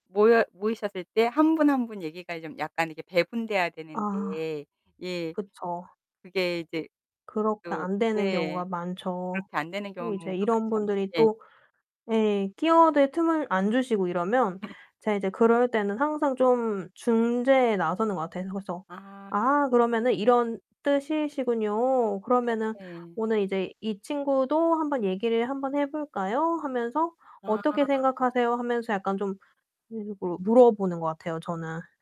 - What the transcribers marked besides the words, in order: laugh; distorted speech
- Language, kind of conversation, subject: Korean, podcast, 내성적인 사람도 모임에 자연스럽게 어울리도록 돕는 방법은 무엇인가요?